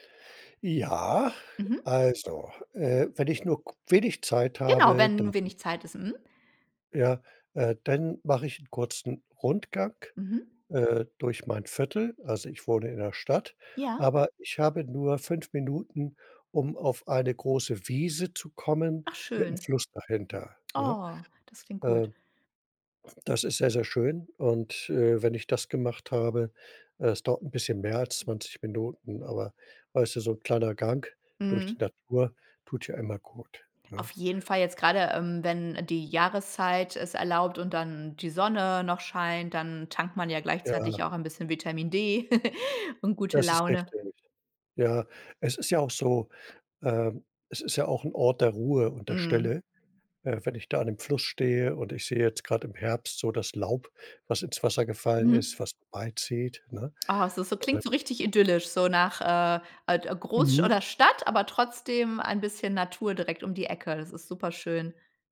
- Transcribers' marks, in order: laugh
- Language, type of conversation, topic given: German, podcast, Wie trainierst du, wenn du nur 20 Minuten Zeit hast?